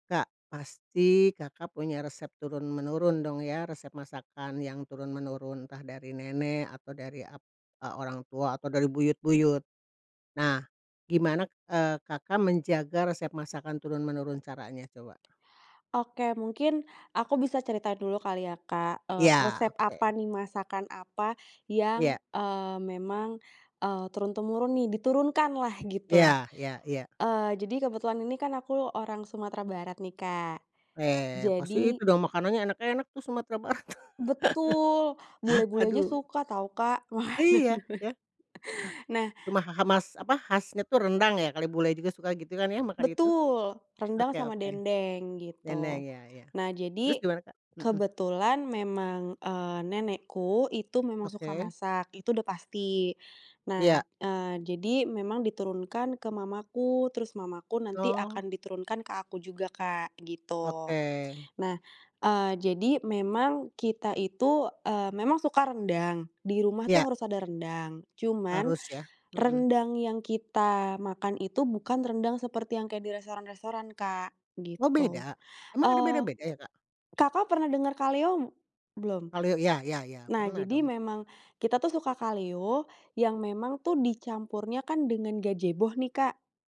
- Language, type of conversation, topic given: Indonesian, podcast, Bagaimana keluarga kalian menjaga dan mewariskan resep masakan turun-temurun?
- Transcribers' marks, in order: tapping; laughing while speaking: "Barat"; chuckle; laughing while speaking: "Wah"; "kalio" said as "kaleo"; "kalio" said as "kaleo"